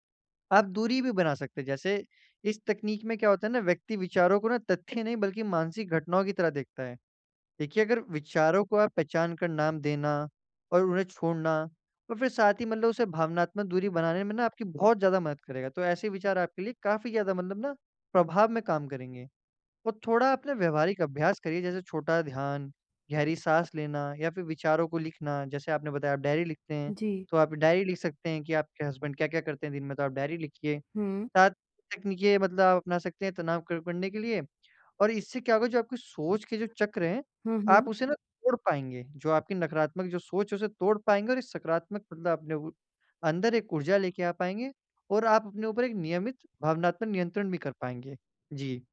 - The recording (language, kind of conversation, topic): Hindi, advice, नकारात्मक विचारों को कैसे बदलकर सकारात्मक तरीके से दोबारा देख सकता/सकती हूँ?
- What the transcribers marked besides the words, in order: in English: "हसबैंड"